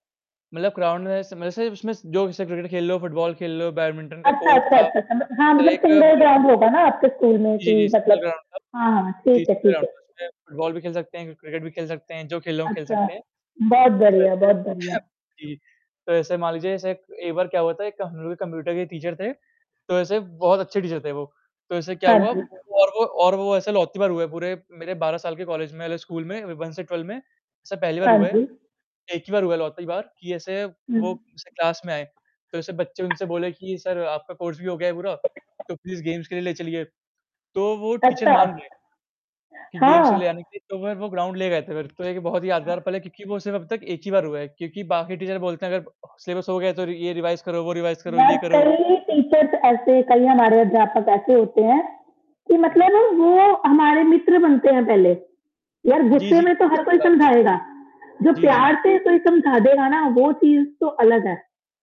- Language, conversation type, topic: Hindi, unstructured, आपके स्कूल के समय की सबसे यादगार बात क्या थी?
- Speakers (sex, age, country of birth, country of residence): female, 25-29, India, India; male, 45-49, India, India
- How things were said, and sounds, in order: in English: "ग्राउन्ड"; distorted speech; unintelligible speech; in English: "कोर्ट"; unintelligible speech; in English: "सिंगल ग्राउंड"; in English: "ग्राउन्ड"; in English: "ग्राउन्ड"; static; in English: "टीचर"; in English: "टीचर"; in English: "वन"; in English: "ट्वेल्व"; in English: "क्लास"; tapping; in English: "सर"; in English: "कोर्स"; in English: "प्लीज गेम्स"; in English: "टीचर"; in English: "गेम्स"; in English: "ग्राउंड"; in English: "टीचर"; in English: "सिलेबस"; in English: "रिवाइज़"; in English: "रिवाइज़"; in English: "टीचर्स"